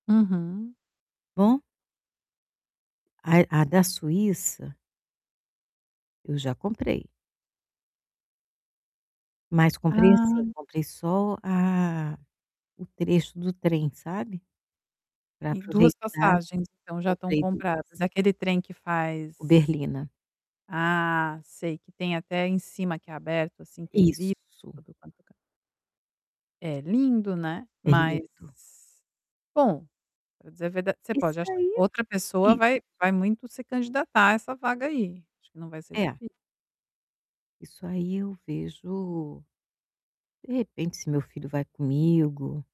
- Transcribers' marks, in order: tapping; other background noise; distorted speech; static; unintelligible speech; mechanical hum
- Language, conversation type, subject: Portuguese, advice, O que devo fazer quando meu itinerário muda de repente?